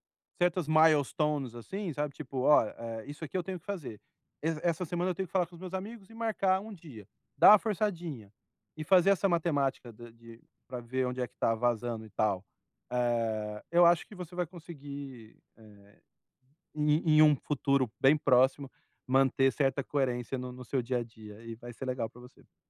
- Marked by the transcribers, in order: in English: "milestones"
- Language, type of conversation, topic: Portuguese, advice, Como posso proteger melhor meu tempo e meu espaço pessoal?